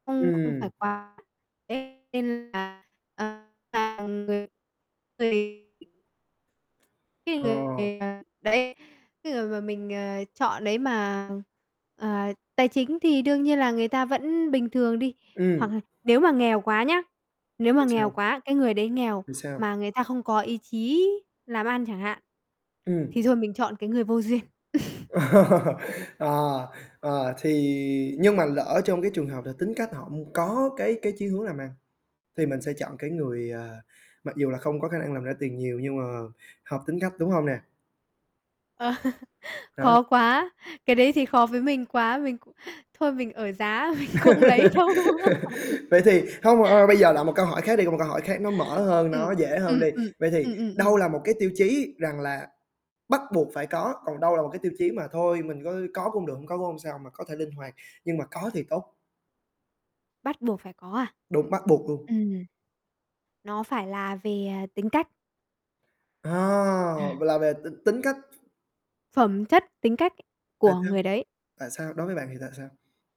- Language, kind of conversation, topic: Vietnamese, podcast, Bạn chọn bạn đời dựa trên những tiêu chí nào?
- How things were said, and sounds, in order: distorted speech; tapping; laugh; chuckle; laughing while speaking: "Ờ"; chuckle; laugh; static; laughing while speaking: "mình không lấy đâu"; laugh; other background noise